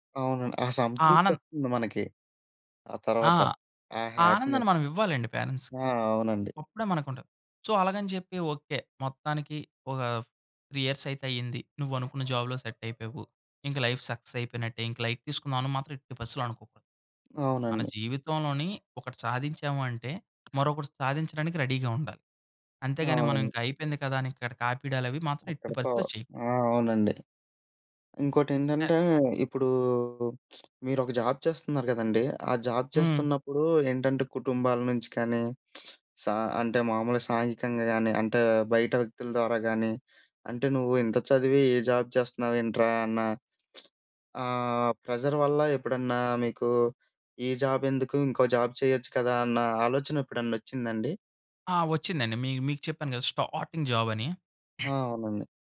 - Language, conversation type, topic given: Telugu, podcast, మీ పని మీ జీవితానికి ఎలాంటి అర్థం ఇస్తోంది?
- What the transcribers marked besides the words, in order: in English: "హ్యాపీనెస్"; in English: "పేరెంట్స్‌కి"; in English: "సో"; in English: "త్రీ ఇయర్స్"; in English: "జాబ్‌లో సెట్"; in English: "లైఫ్ సక్సెస్"; in English: "లైట్"; tapping; other background noise; in English: "రెడీగా"; lip smack; other noise; in English: "జాబ్"; in English: "జాబ్"; lip smack; in English: "జాబ్"; lip smack; in English: "ప్రెజర్"; in English: "జాబ్"; in English: "జాబ్"; in English: "స్టార్టింగ్ జాబ్"